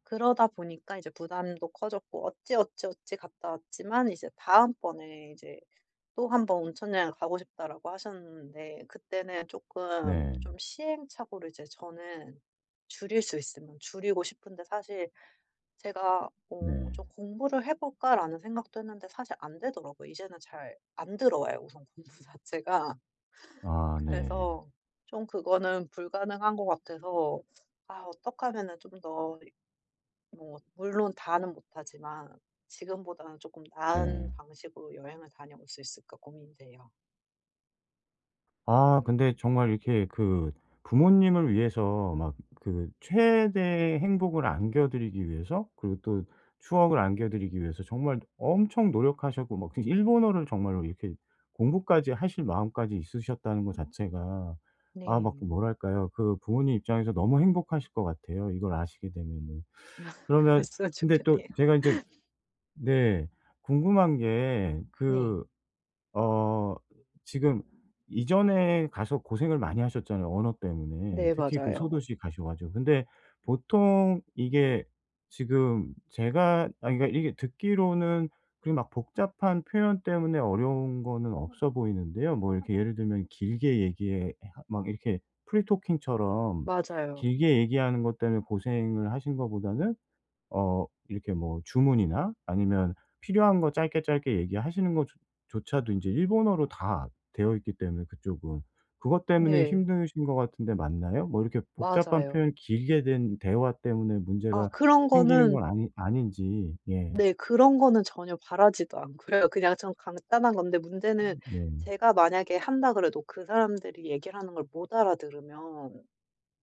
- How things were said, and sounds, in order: laughing while speaking: "공부 자체가"; other background noise; tapping; laughing while speaking: "아. 그랬으면 좋겠네요"; laugh; in English: "free talking처럼"
- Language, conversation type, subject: Korean, advice, 여행 중 언어 장벽 때문에 소통이 어려울 때는 어떻게 하면 좋을까요?